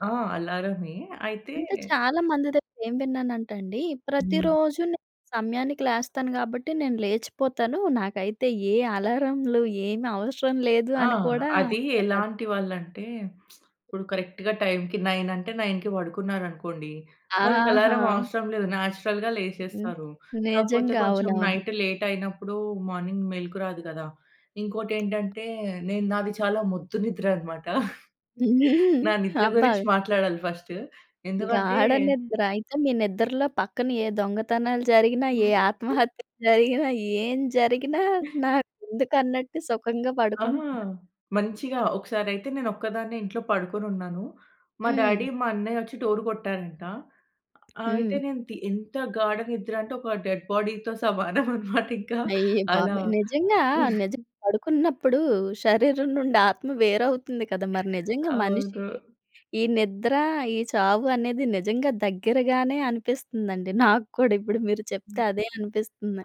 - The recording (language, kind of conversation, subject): Telugu, podcast, సమయానికి లేవడానికి మీరు పాటించే చిట్కాలు ఏమిటి?
- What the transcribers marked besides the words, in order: lip smack; in English: "కరెక్ట్‌గా"; in English: "నేచురల్‌గా"; in English: "నైట్"; in English: "మార్నింగ్"; tapping; chuckle; giggle; giggle; laughing while speaking: "ఏ ఆత్మహత్యలు జరిగినా, ఏం జరిగినా నాకు ఎందుకు అన్నట్టు సుఖంగా పడుకుంటారు"; other noise; other background noise; in English: "డాడీ"; in English: "డోర్"; laughing while speaking: "డెడ్ బాడీతో సమానం అన్నమాట ఇంకా అలా"; in English: "డెడ్ బాడీతో"